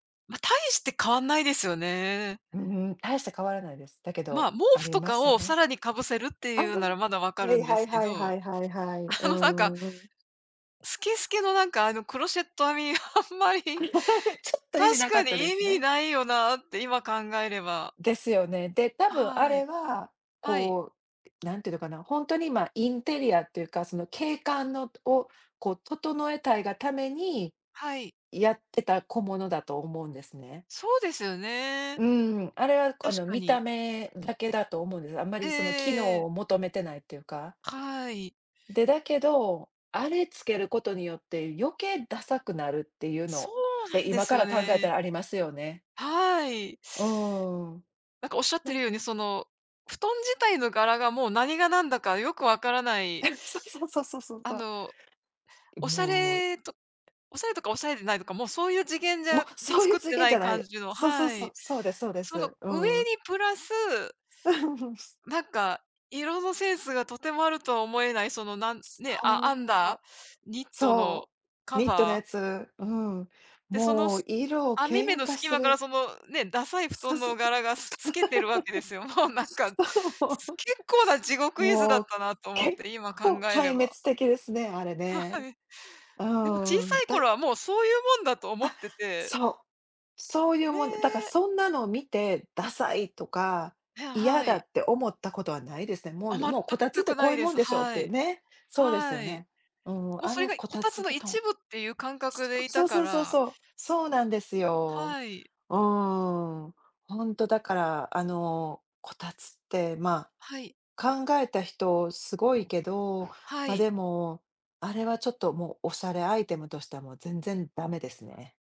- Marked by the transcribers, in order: laughing while speaking: "あのなんか"; laugh; laughing while speaking: "あんまり"; other noise; laugh; unintelligible speech; laughing while speaking: "うん"; other background noise; laughing while speaking: "もうなんか"; laugh; laughing while speaking: "そう"; laughing while speaking: "は はい"
- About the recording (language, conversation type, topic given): Japanese, unstructured, 冬の暖房にはエアコンとこたつのどちらが良いですか？